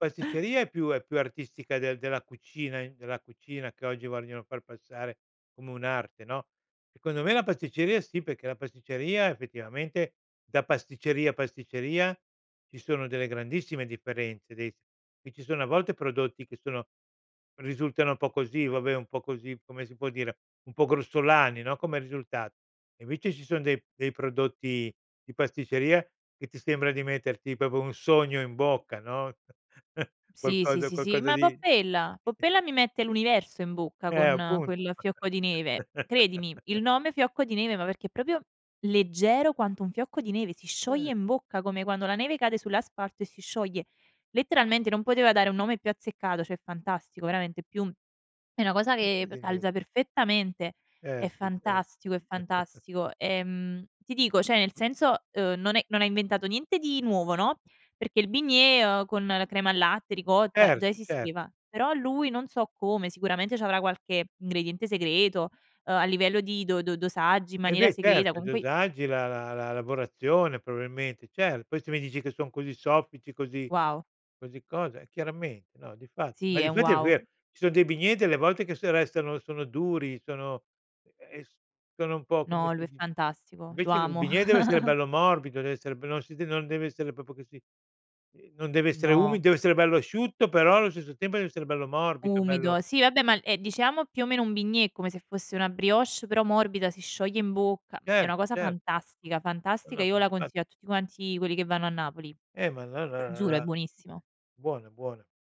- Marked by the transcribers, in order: "proprio" said as "propo"; chuckle; chuckle; "proprio" said as "propio"; "cioè" said as "ceh"; unintelligible speech; chuckle; "cioè" said as "ceh"; "probabilmente" said as "probalmente"; chuckle; "proprio" said as "propo"; "vabbè" said as "abbè"
- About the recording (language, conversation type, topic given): Italian, podcast, Qual è il piatto che ti consola sempre?